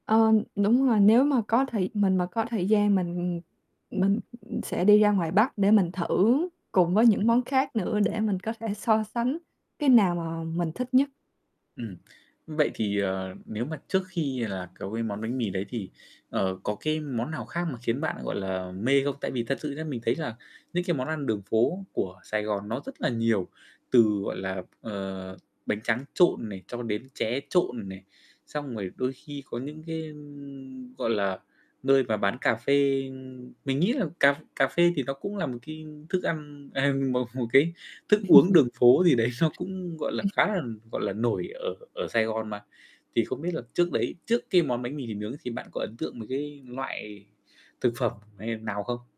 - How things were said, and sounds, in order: other noise; static; distorted speech; tapping; other background noise; laughing while speaking: "một"; chuckle; laughing while speaking: "đấy"
- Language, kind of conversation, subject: Vietnamese, podcast, Món ăn đường phố bạn mê nhất là món nào?